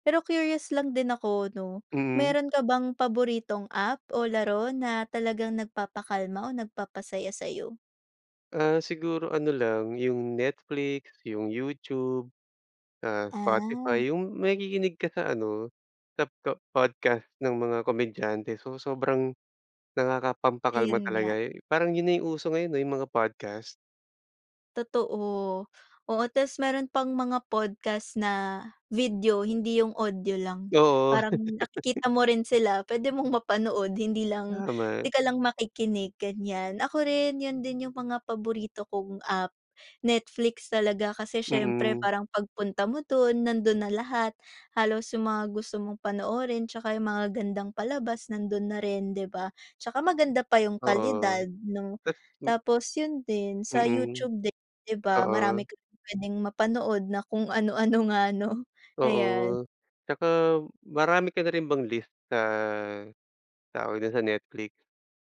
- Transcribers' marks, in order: laugh
- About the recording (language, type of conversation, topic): Filipino, unstructured, Ano ang paborito mong paraan ng pagpapahinga gamit ang teknolohiya?